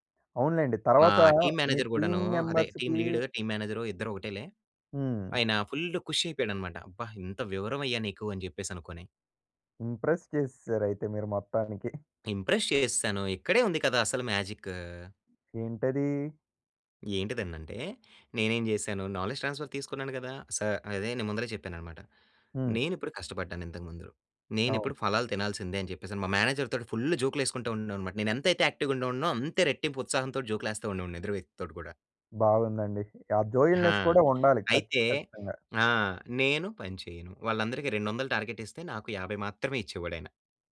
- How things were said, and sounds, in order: in English: "టీం మేనేజర్"; in English: "టీం మెంబర్స్‌కి"; in English: "టీం లీడర్"; in English: "ఇంప్రెస్"; in English: "ఇంప్రెస్"; drawn out: "మ్యాజిక్"; in English: "మ్యాజిక్"; drawn out: "ఏంటది?"; in English: "నాలెడ్జ్ ట్రాన్స్‌ఫర్"; in English: "మేనేజర్"; in English: "ఫుల్ జోక్‌లు"; in English: "యాక్టివ్‌గా"; in English: "జోక్‌లు"; in English: "జోయల్నెస్"; in English: "టార్గెట్"
- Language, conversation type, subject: Telugu, podcast, మీ తొలి ఉద్యోగాన్ని ప్రారంభించినప్పుడు మీ అనుభవం ఎలా ఉండింది?